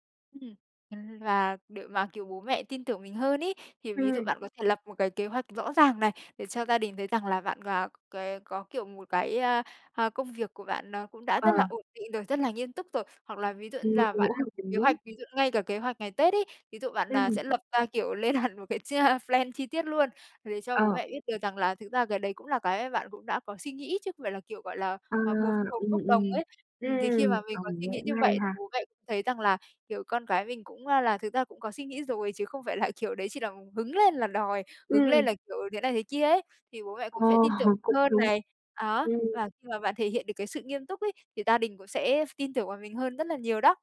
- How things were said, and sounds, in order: tapping; unintelligible speech; laughing while speaking: "lên hẳn"; in English: "plan"; unintelligible speech; laughing while speaking: "Ờ"
- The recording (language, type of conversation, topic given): Vietnamese, advice, Làm thế nào để dung hòa giữa truyền thống gia đình và mong muốn của bản thân?